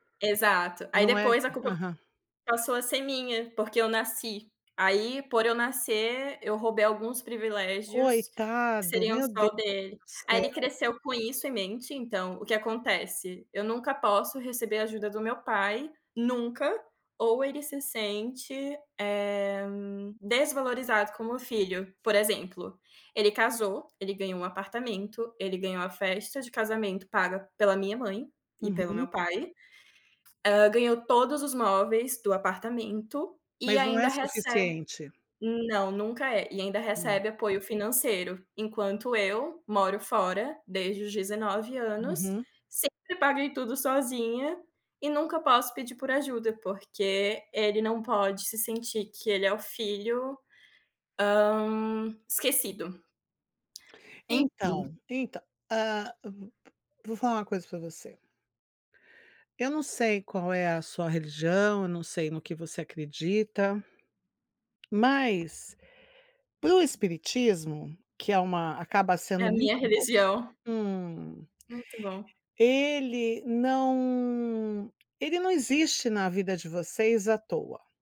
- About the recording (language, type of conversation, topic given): Portuguese, advice, Como você tem se sentido ao perceber que seus pais favorecem um dos seus irmãos e você fica de lado?
- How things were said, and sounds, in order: tapping; unintelligible speech